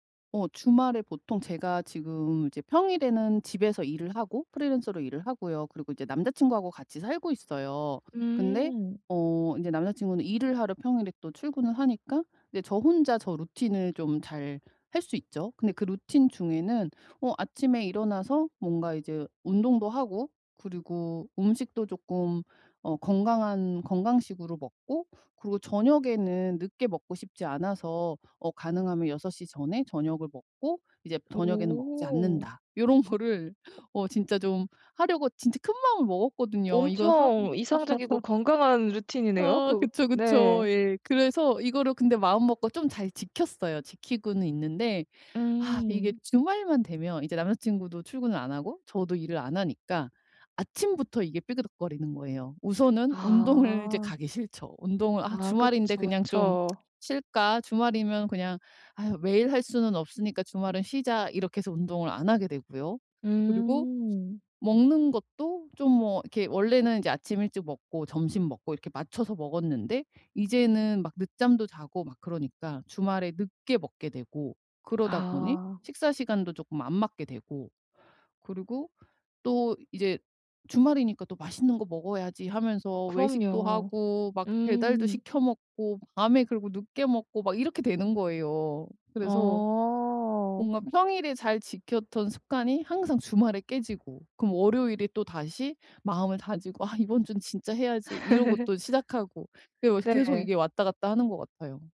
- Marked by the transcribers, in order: tapping; other background noise; laughing while speaking: "요런 거를"; chuckle; laughing while speaking: "운동을"; lip smack; chuckle
- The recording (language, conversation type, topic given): Korean, advice, 여행이나 주말처럼 일정이 달라져도 건강한 습관을 유연하게 어떻게 지속할 수 있을까요?